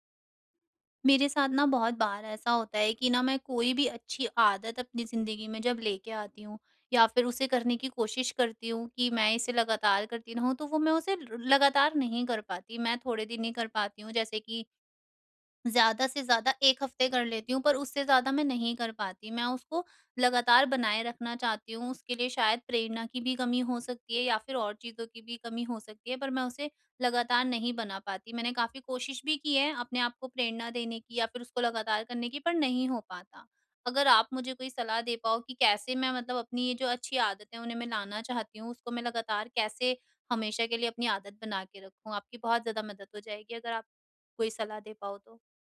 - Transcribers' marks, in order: tapping
- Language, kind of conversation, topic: Hindi, advice, मैं अपनी अच्छी आदतों को लगातार कैसे बनाए रख सकता/सकती हूँ?